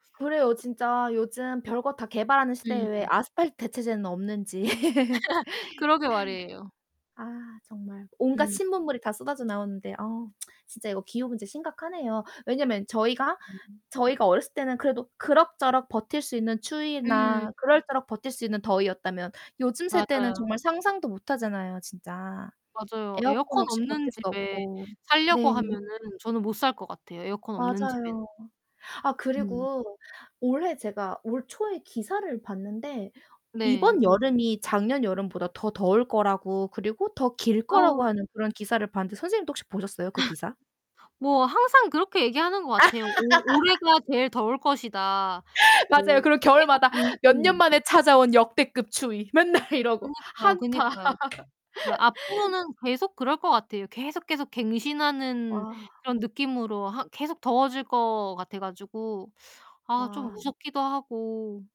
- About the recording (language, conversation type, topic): Korean, unstructured, 기후 변화가 우리 주변 환경에 어떤 영향을 미치고 있나요?
- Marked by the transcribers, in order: other background noise; laugh; tsk; distorted speech; "그럭저럭" said as "그럴저럭"; laugh; laugh; laughing while speaking: "맨날"; laugh; tapping; teeth sucking